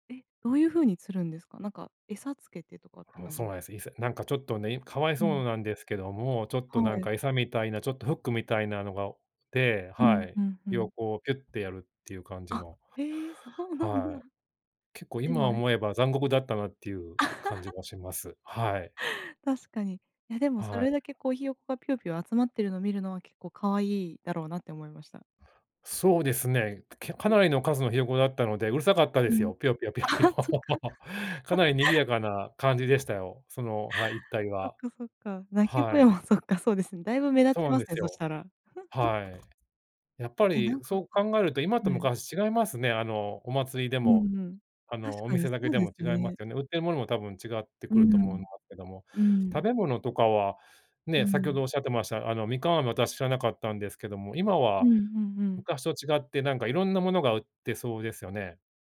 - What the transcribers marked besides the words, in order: tapping; chuckle; laughing while speaking: "ああ、そっか"; chuckle; chuckle; other background noise
- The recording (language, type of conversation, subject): Japanese, unstructured, 祭りに参加した思い出はありますか？
- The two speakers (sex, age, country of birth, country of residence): female, 30-34, Japan, Japan; male, 45-49, Japan, United States